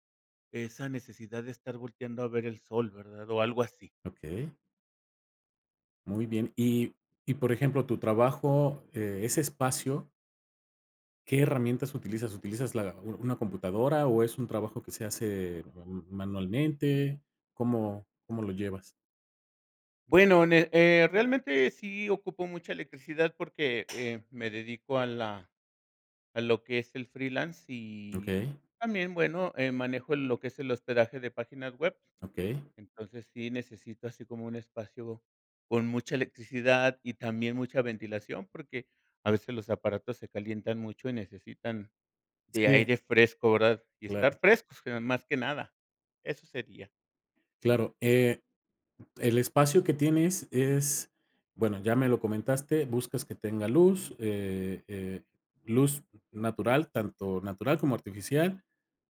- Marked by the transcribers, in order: other background noise; tapping; other noise
- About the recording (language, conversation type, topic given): Spanish, podcast, ¿Cómo organizas tu espacio de trabajo en casa?